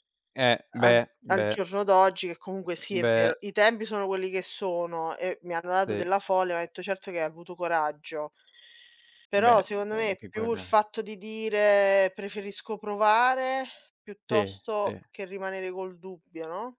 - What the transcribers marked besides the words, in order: other background noise; unintelligible speech
- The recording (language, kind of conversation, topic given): Italian, unstructured, Qual è stato un momento in cui hai dovuto essere coraggioso?